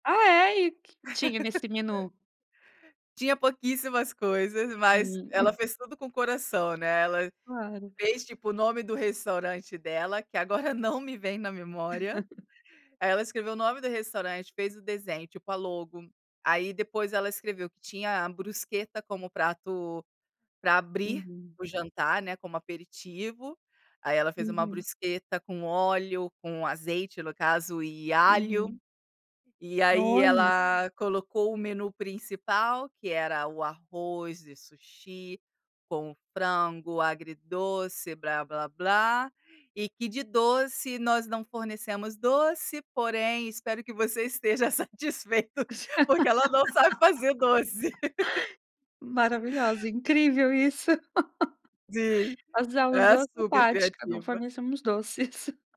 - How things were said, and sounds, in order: laugh; other background noise; laugh; laugh; laugh; laugh; unintelligible speech; chuckle
- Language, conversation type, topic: Portuguese, podcast, Que prato sempre faz você se sentir em casa?